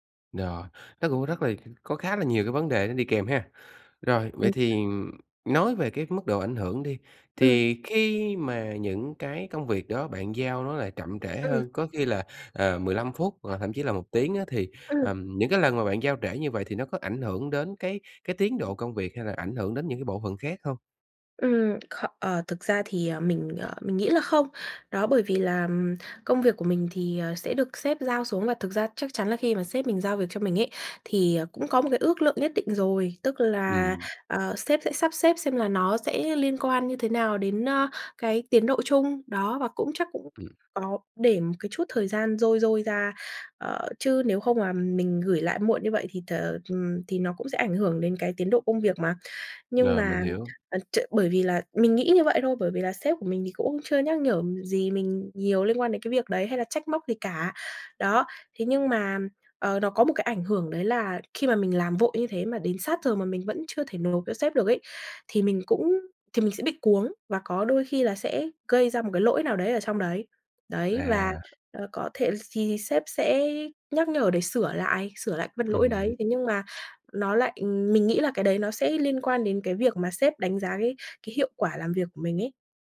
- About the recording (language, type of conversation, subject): Vietnamese, advice, Làm thế nào để tôi ước lượng thời gian chính xác hơn và tránh trễ hạn?
- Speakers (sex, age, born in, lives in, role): female, 20-24, Vietnam, Vietnam, user; male, 30-34, Vietnam, Vietnam, advisor
- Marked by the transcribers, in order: other background noise; tapping